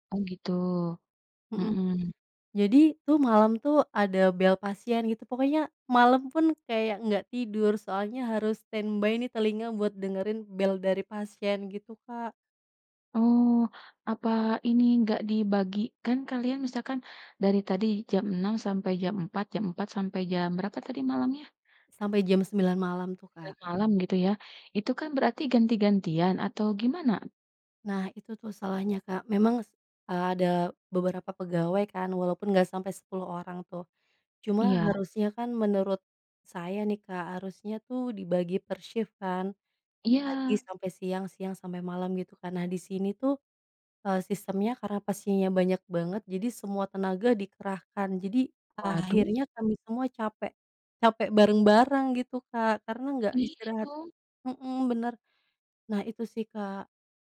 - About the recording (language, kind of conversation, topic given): Indonesian, advice, Bagaimana cara mengatasi jam tidur yang berantakan karena kerja shift atau jadwal yang sering berubah-ubah?
- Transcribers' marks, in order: in English: "stand by"